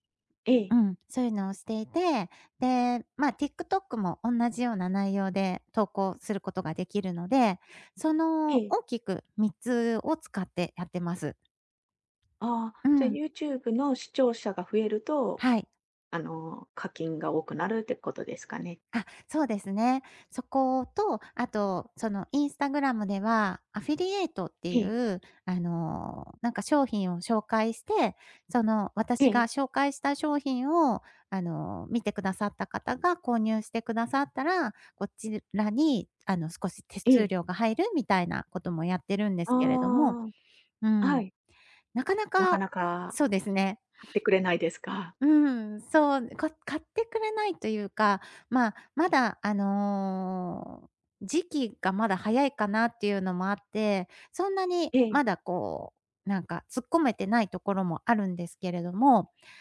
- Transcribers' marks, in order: other background noise; drawn out: "あの"
- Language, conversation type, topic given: Japanese, advice, 期待した売上が出ず、自分の能力に自信が持てません。どうすればいいですか？